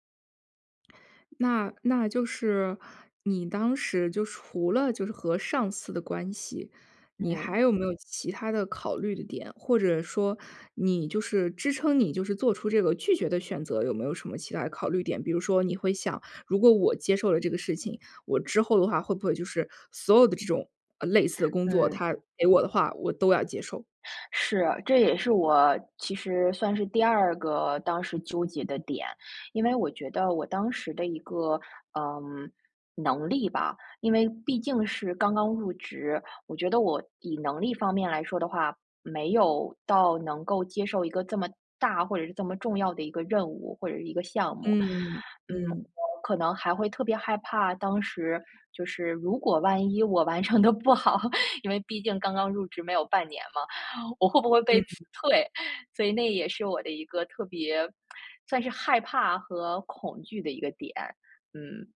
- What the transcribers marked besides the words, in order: laughing while speaking: "得不好"; chuckle; lip smack
- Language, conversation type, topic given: Chinese, podcast, 你是怎么学会说“不”的？